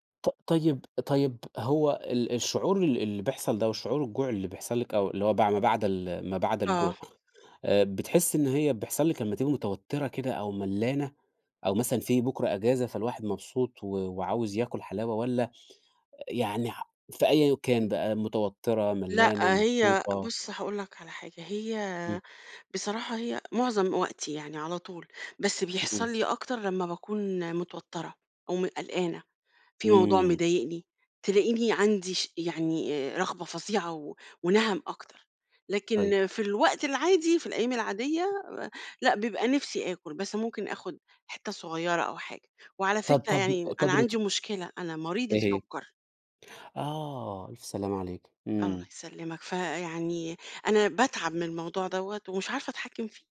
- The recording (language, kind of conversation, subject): Arabic, advice, إزاي أتعامل مع رغبتي الشديدة في الحلويات بعد العشا وأنا مش بعرف أقاومها؟
- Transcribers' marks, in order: none